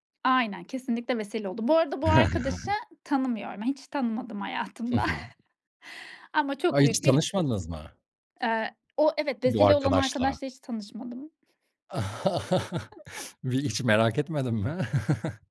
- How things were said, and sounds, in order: chuckle; other background noise; laughing while speaking: "hayatımda"; tapping; chuckle; chuckle
- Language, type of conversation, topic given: Turkish, podcast, Hayatında tesadüfen tanışıp bağlandığın biri oldu mu?